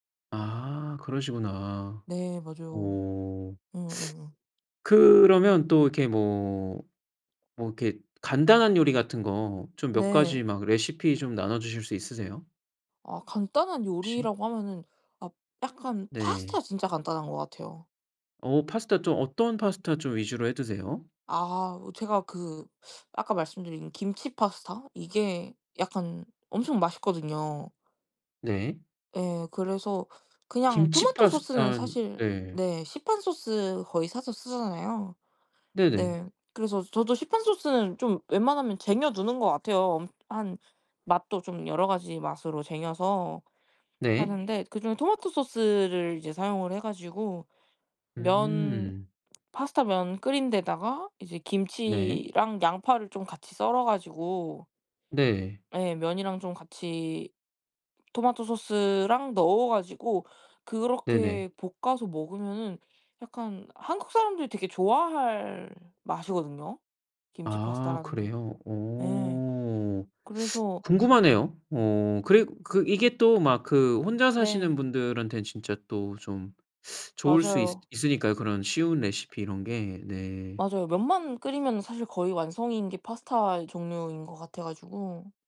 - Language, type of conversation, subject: Korean, podcast, 집에 늘 챙겨두는 필수 재료는 무엇인가요?
- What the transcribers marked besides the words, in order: other background noise